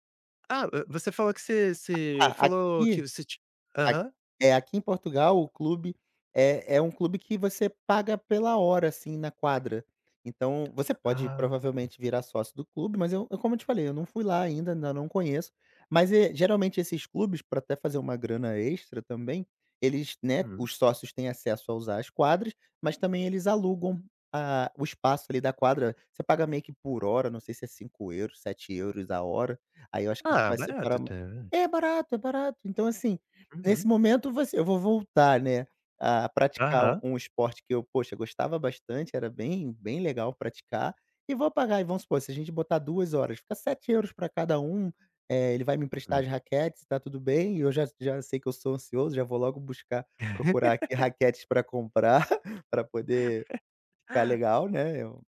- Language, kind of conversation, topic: Portuguese, podcast, Como você redescobriu um hobby que tinha abandonado?
- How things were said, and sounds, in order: tapping; laugh; chuckle